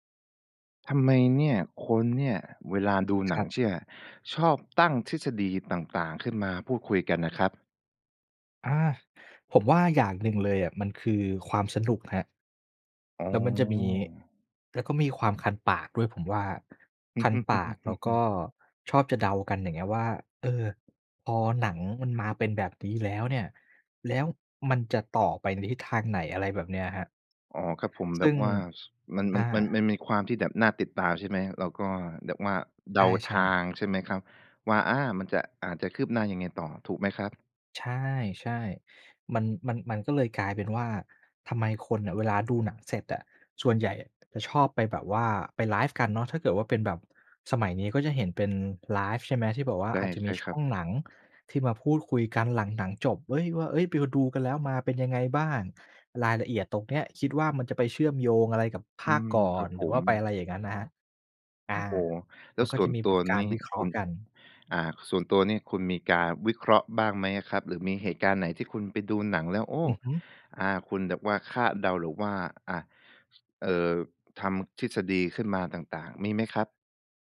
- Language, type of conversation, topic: Thai, podcast, ทำไมคนถึงชอบคิดทฤษฎีของแฟนๆ และถกกันเรื่องหนัง?
- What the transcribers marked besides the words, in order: chuckle; tapping